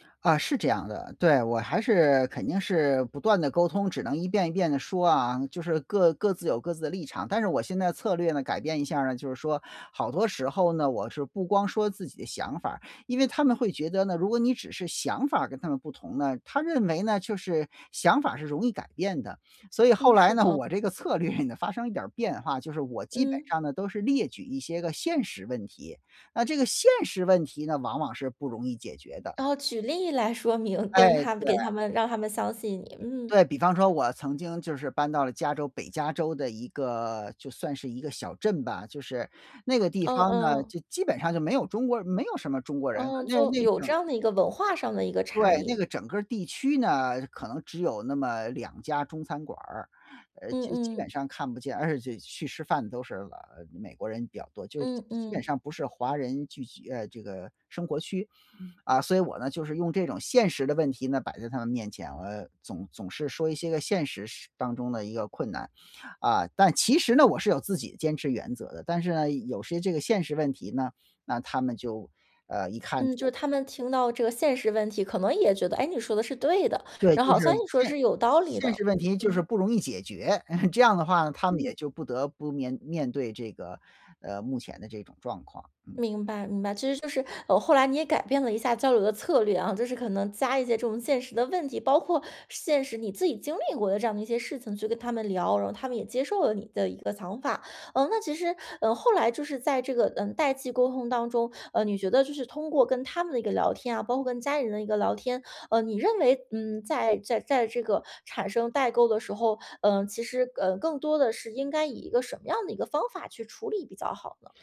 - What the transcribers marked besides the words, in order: laughing while speaking: "这个策略呢发生一点儿变化"; laughing while speaking: "说明"; laugh
- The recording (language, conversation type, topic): Chinese, podcast, 家里出现代沟时，你会如何处理？